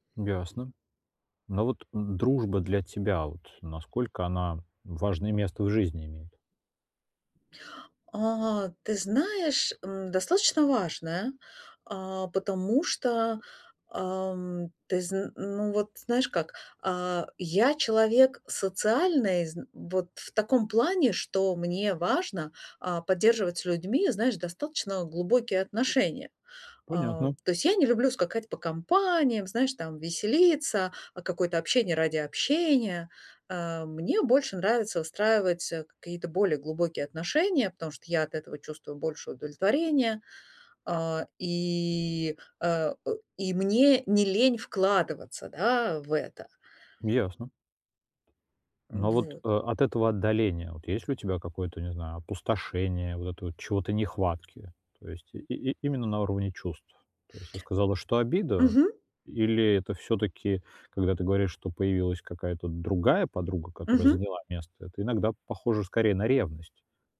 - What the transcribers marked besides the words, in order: tapping; drawn out: "и"; other background noise
- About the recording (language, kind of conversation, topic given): Russian, advice, Как справиться с тем, что друзья в последнее время отдалились?